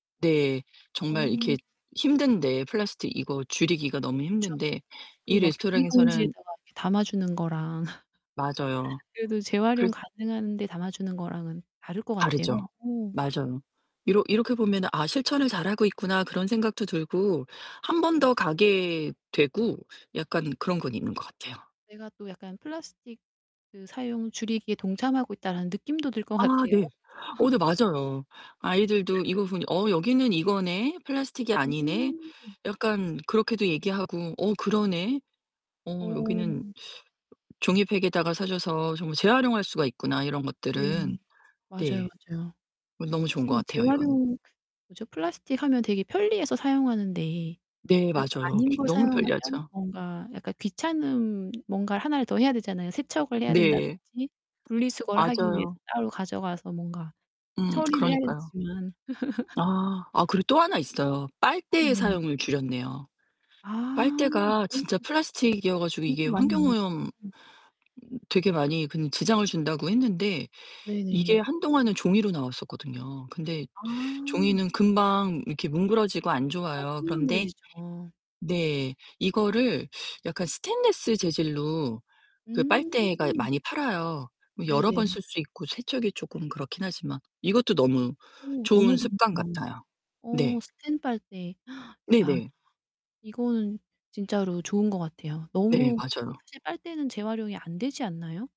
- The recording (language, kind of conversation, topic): Korean, podcast, 플라스틱 사용을 줄이기 위해 어떤 습관을 들이면 좋을까요?
- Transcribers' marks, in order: distorted speech; laugh; other background noise; chuckle; other noise; tapping; chuckle; gasp